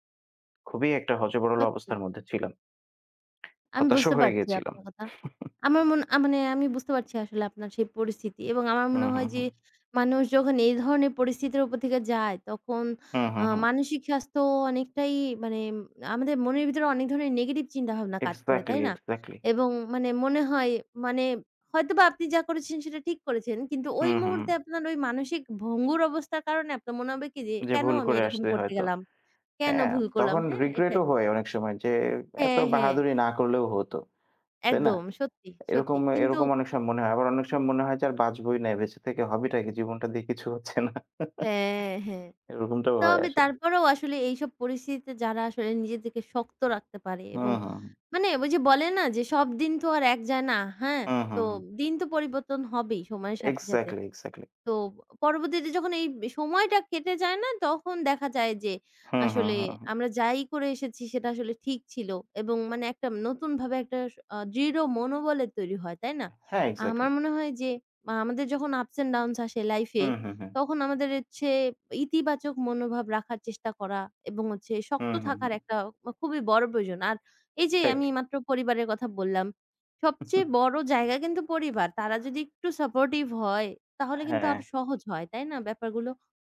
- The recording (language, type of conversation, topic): Bengali, unstructured, দরিদ্রতার কারণে কি মানুষ সহজেই হতাশায় ভোগে?
- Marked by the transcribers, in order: unintelligible speech; tongue click; laughing while speaking: "জীবনটা দিয়ে কিছু হচ্ছে না"; chuckle; other background noise; in English: "Ups and downs"; chuckle